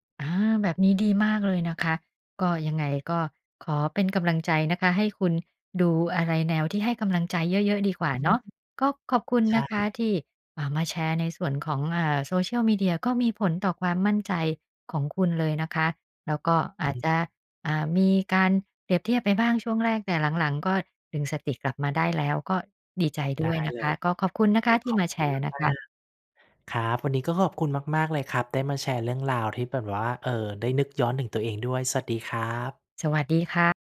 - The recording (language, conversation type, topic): Thai, podcast, โซเชียลมีเดียส่งผลต่อความมั่นใจของเราอย่างไร?
- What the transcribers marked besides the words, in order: none